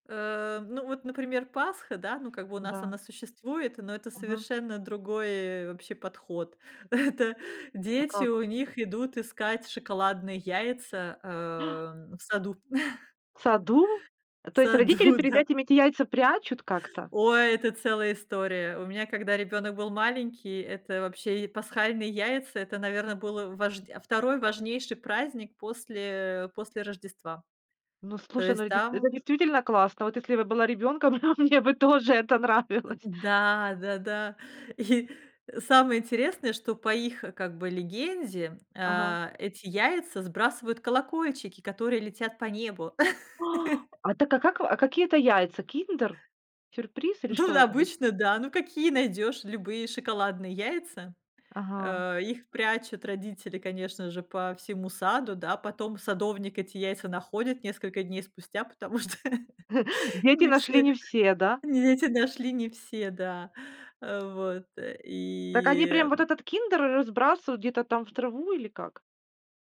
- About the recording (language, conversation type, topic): Russian, podcast, Как миграция повлияла на семейные праздники и обычаи?
- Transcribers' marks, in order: laughing while speaking: "Это"; gasp; surprised: "В саду?"; chuckle; chuckle; laughing while speaking: "нравилось"; laughing while speaking: "И"; gasp; chuckle; chuckle; laughing while speaking: "что"; tapping